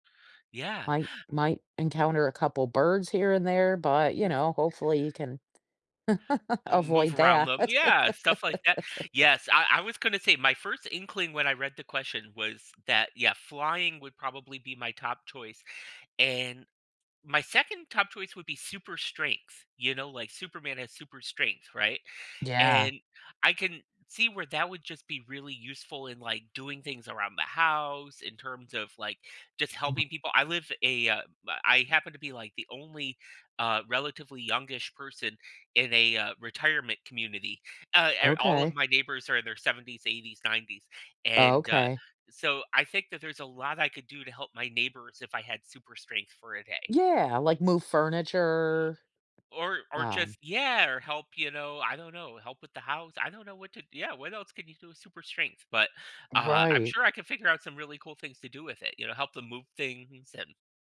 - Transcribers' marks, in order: tapping; chuckle; laugh; unintelligible speech
- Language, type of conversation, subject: English, unstructured, How do you think having a superpower, even briefly, could change your perspective or actions in everyday life?
- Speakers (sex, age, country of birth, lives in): female, 55-59, United States, United States; male, 45-49, United States, United States